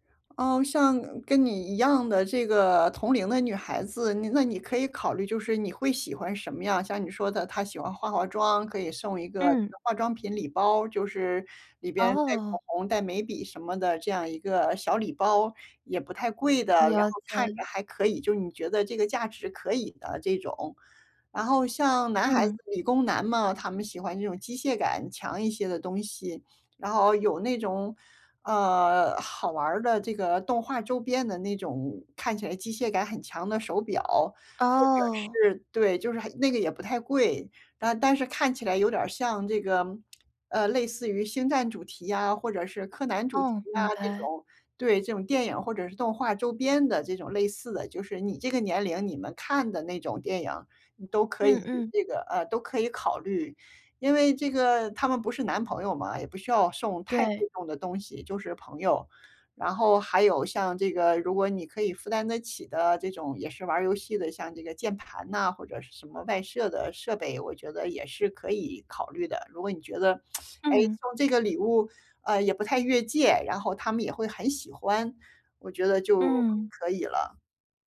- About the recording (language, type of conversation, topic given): Chinese, advice, 我怎样才能找到适合别人的礼物？
- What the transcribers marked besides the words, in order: tsk; tsk